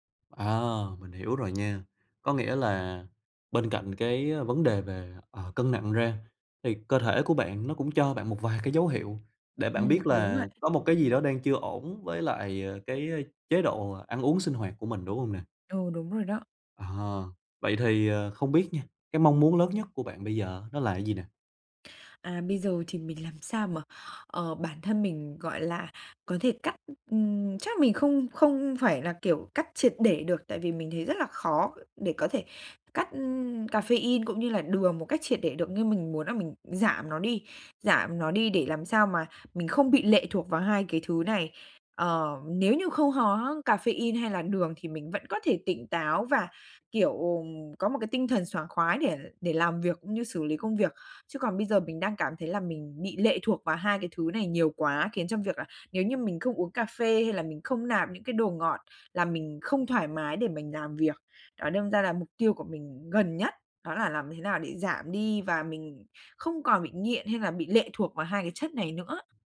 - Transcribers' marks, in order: tapping; other background noise; other noise; "có" said as "hó"
- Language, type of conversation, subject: Vietnamese, advice, Làm sao để giảm tiêu thụ caffeine và đường hàng ngày?